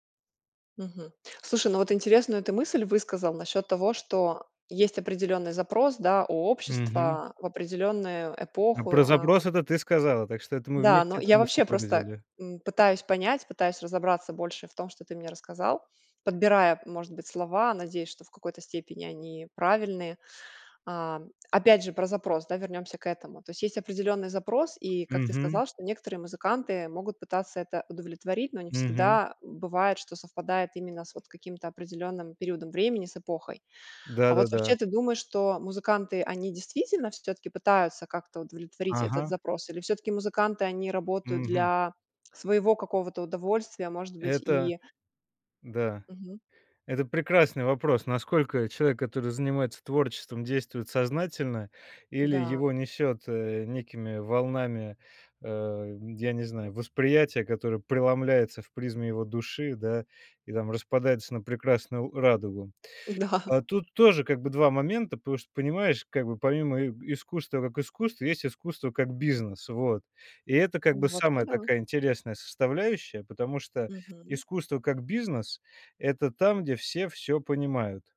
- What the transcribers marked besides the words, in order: other background noise; tapping; laughing while speaking: "Да"
- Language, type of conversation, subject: Russian, podcast, Почему старые песни возвращаются в моду спустя годы?